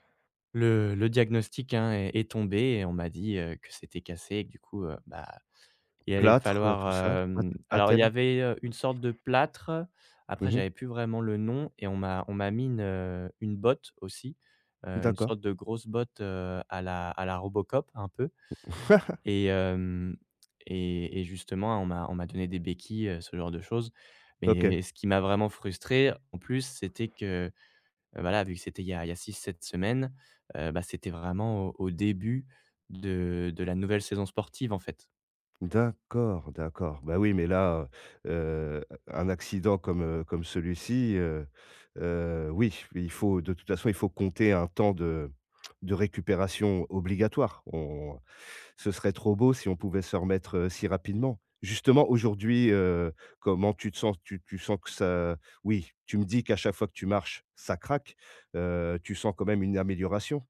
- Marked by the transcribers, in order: unintelligible speech; chuckle
- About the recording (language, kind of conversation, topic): French, advice, Comment se passe votre récupération après une blessure sportive, et qu’est-ce qui la rend difficile ?